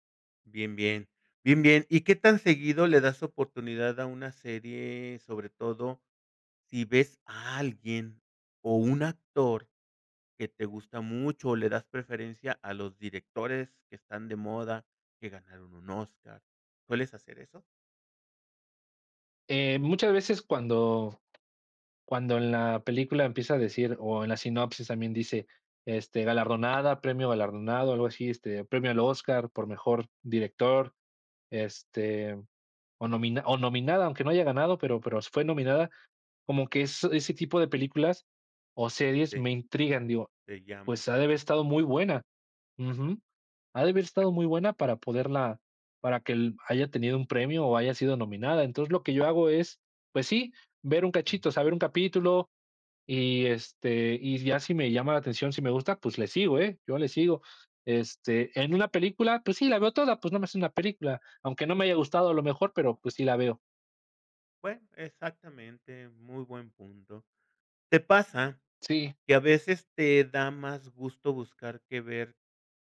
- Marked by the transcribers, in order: tapping; other noise
- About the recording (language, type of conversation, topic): Spanish, podcast, ¿Cómo eliges qué ver en plataformas de streaming?